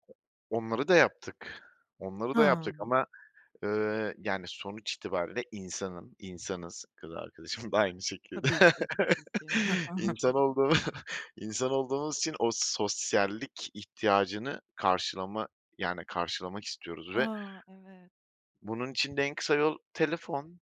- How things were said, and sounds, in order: other background noise; chuckle; laughing while speaking: "olduğumu"
- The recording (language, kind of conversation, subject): Turkish, podcast, Sağlığın için sabah rutininde neler yapıyorsun?